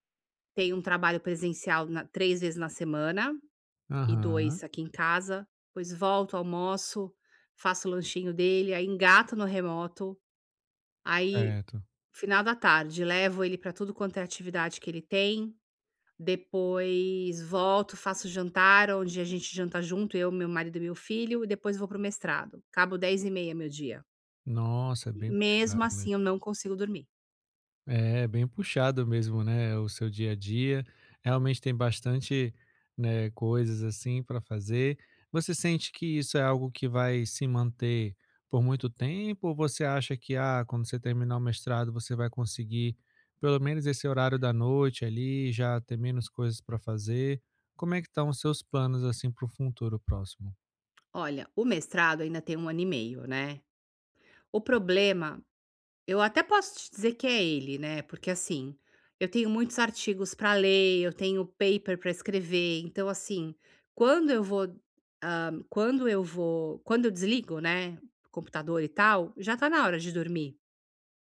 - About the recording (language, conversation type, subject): Portuguese, advice, Como posso estabelecer hábitos calmantes antes de dormir todas as noites?
- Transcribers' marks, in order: other background noise; "futuro" said as "funturo"; in English: "paper"; tapping